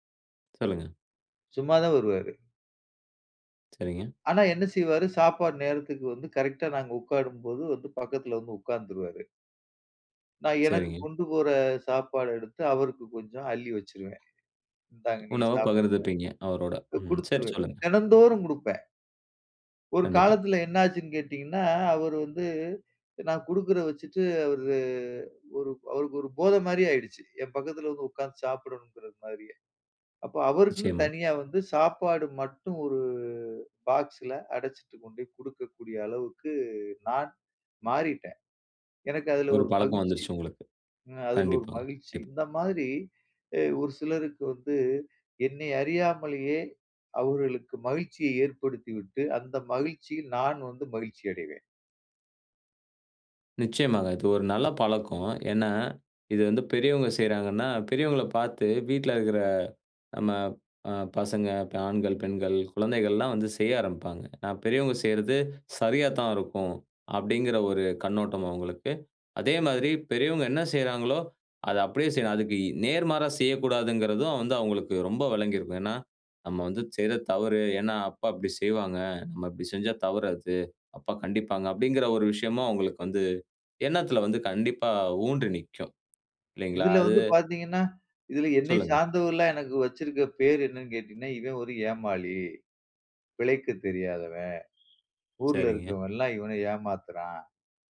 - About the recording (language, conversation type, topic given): Tamil, podcast, இதைச் செய்வதால் உங்களுக்கு என்ன மகிழ்ச்சி கிடைக்கிறது?
- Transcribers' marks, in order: drawn out: "ஒரு"; unintelligible speech; other background noise